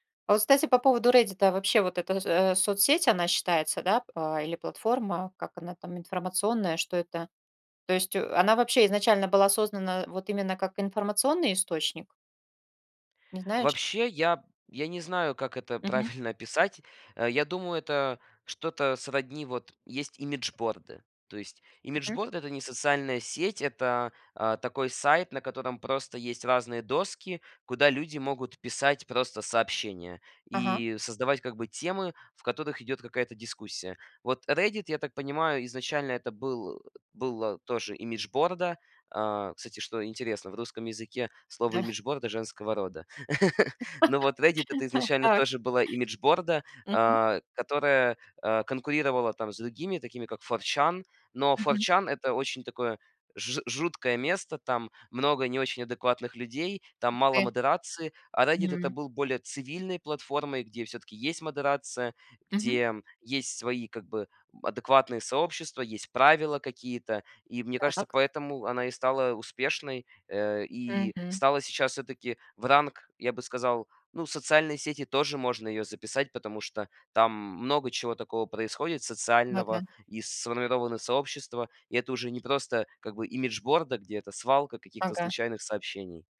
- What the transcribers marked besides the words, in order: other background noise; chuckle; laugh
- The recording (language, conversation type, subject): Russian, podcast, Сколько времени в день вы проводите в социальных сетях и зачем?